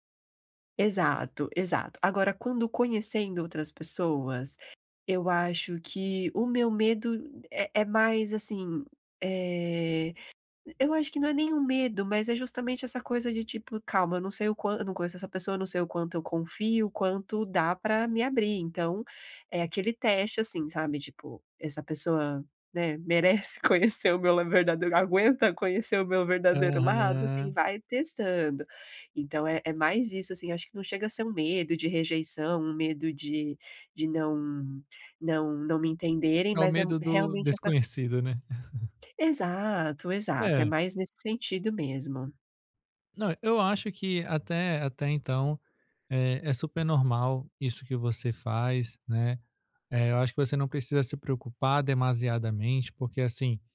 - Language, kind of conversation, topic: Portuguese, advice, Como posso equilibrar minha máscara social com minha autenticidade?
- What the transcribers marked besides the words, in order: chuckle